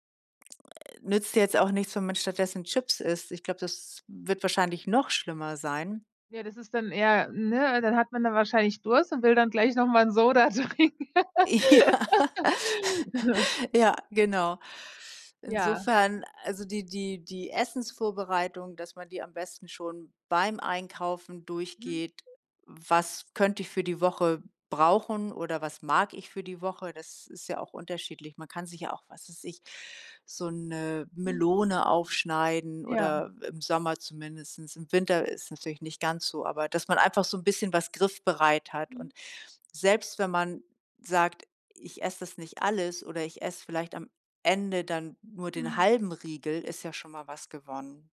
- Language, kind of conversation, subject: German, advice, Warum fällt es dir schwer, gesunde Gewohnheiten im Alltag beizubehalten?
- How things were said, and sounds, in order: other noise; laughing while speaking: "Ja"; chuckle; laughing while speaking: "trinken"; laugh; "zumindest" said as "zumindestens"